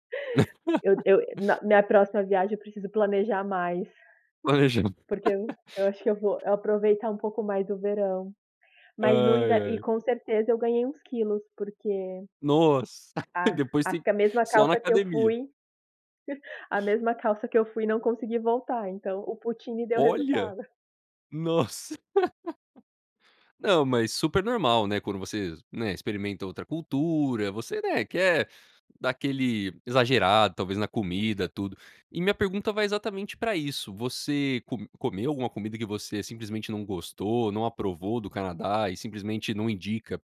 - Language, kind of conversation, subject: Portuguese, podcast, Tem alguma comida de viagem que te marcou pra sempre?
- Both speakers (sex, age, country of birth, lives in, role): female, 35-39, Brazil, United States, guest; male, 18-19, United States, United States, host
- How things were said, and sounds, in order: laugh; unintelligible speech; laugh; tapping; chuckle; chuckle; other background noise; in English: "poutine"; laugh